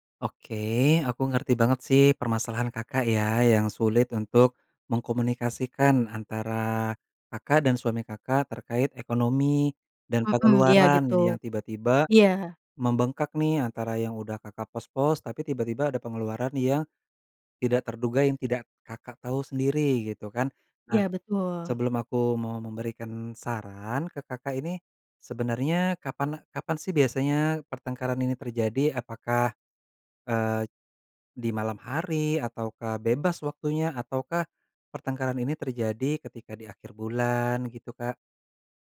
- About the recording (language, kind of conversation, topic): Indonesian, advice, Bagaimana cara mengatasi pertengkaran yang berulang dengan pasangan tentang pengeluaran rumah tangga?
- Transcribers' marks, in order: none